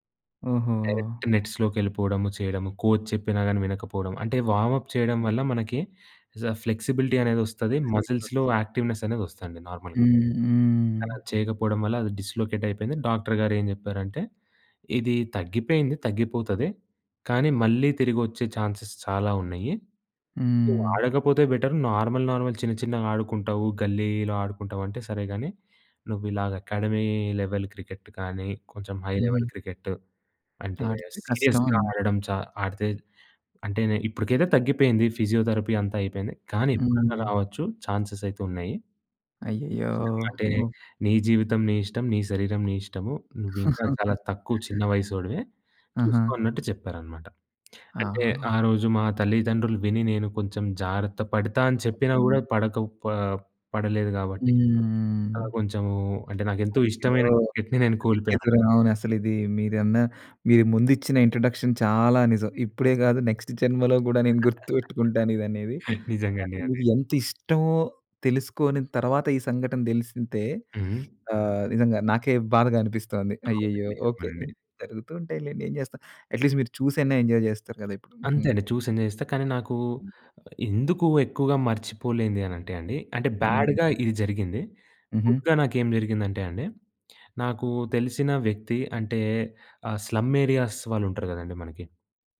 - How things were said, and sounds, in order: in English: "డైరెక్ట్"; in English: "కోచ్"; in English: "వామ్ అప్"; in English: "ఇజ ఫ్లెక్సిబిలిటీ"; in English: "మజిల్స్‌లో యాక్టివ్‌నెస్"; in English: "ఫ్లెక్సిబిలిటీ"; in English: "నార్మల్"; in English: "డిస్‌లొకేట్"; in English: "చాన్స్‌స్"; in English: "బెటర్. నార్మల్ నార్మల్"; in English: "అకాడమీ లెవెల్"; in English: "హై లెవెల్"; tapping; in English: "సీరియస్‌గా"; in English: "ఫిజియోథెరపీ"; chuckle; unintelligible speech; in English: "ఇంట్రోడక్షన్"; in English: "నెక్స్ట్"; laugh; other noise; in English: "అట్లీస్ట్"; in English: "ఎంజాయ్"; in English: "ఎంజాయ్"; in English: "బ్యాడ్‌గా"; in English: "గుడ్‌గా"; in English: "స్లమ్ ఏరియాస్"
- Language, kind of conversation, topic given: Telugu, podcast, కుటుంబం, స్నేహితుల అభిప్రాయాలు మీ నిర్ణయాన్ని ఎలా ప్రభావితం చేస్తాయి?